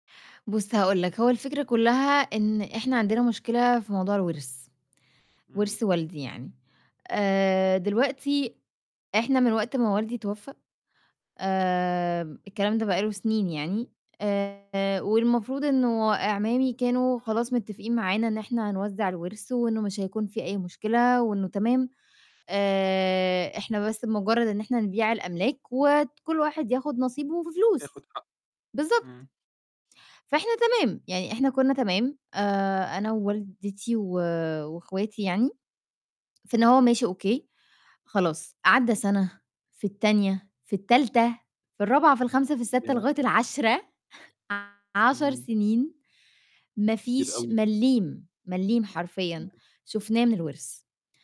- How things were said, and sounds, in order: distorted speech; horn; chuckle
- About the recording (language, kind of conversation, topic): Arabic, advice, إزاي أتعامل مع الخلاف بيني وبين إخواتي على تقسيم الميراث أو أملاك العيلة؟